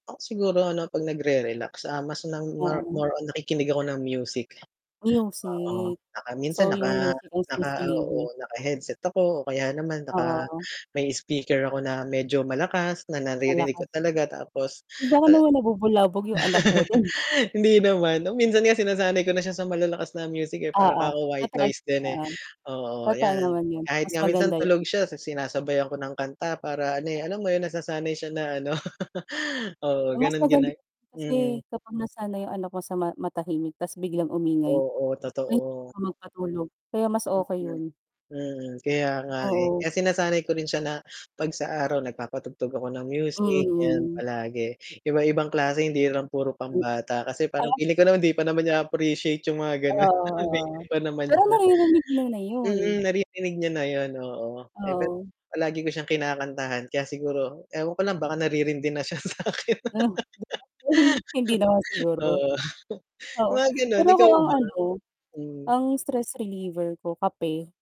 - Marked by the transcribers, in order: tapping; static; laugh; other background noise; laugh; unintelligible speech; distorted speech; laughing while speaking: "gano'n, baby pa naman siya"; unintelligible speech; laughing while speaking: "sa'kin. Oo"; laugh
- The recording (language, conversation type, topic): Filipino, unstructured, Paano mo pinangangalagaan ang iyong kalusugang pangkaisipan araw-araw?